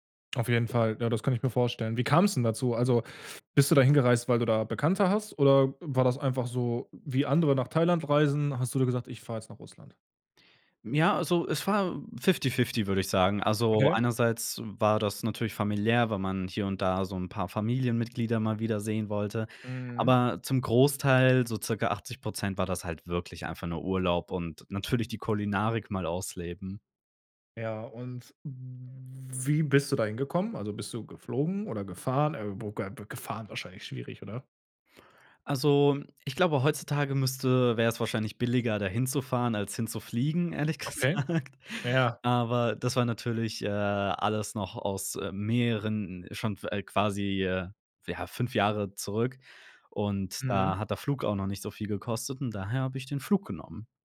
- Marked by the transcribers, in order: in English: "fifty fifty"; drawn out: "wie"; laughing while speaking: "gesagt"
- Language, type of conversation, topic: German, podcast, Was war dein schönstes Reiseerlebnis und warum?